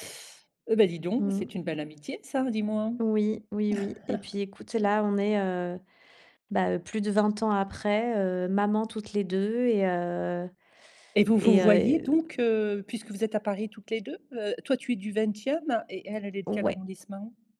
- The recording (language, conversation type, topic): French, podcast, Peux-tu raconter une amitié née pendant un voyage ?
- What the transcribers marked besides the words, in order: chuckle